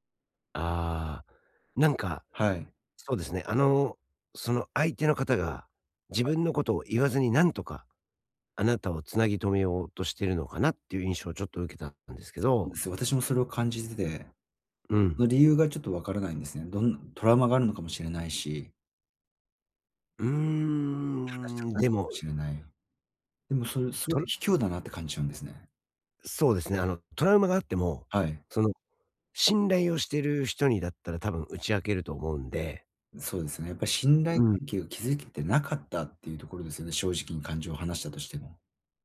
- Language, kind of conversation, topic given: Japanese, advice, 別れの後、新しい関係で感情を正直に伝えるにはどうすればいいですか？
- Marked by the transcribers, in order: tapping; other background noise